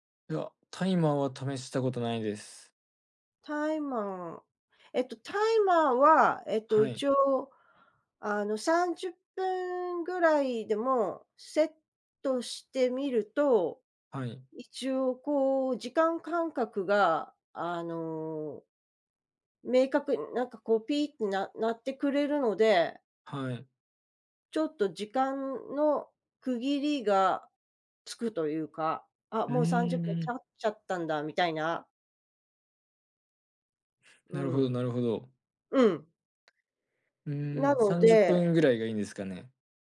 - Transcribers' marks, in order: other background noise; tapping; "経っちゃったんだ" said as "ちゃっちゃったんだ"; background speech
- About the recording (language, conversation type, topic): Japanese, advice, 締め切りにいつもギリギリで焦ってしまうのはなぜですか？